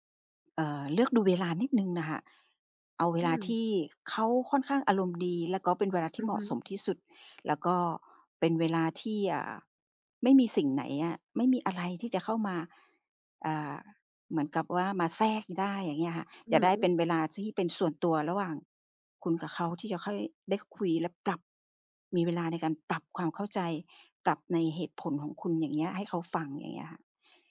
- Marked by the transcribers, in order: other background noise; tapping
- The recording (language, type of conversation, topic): Thai, advice, ฉันควรขอขึ้นเงินเดือนอย่างไรดีถ้ากลัวว่าจะถูกปฏิเสธ?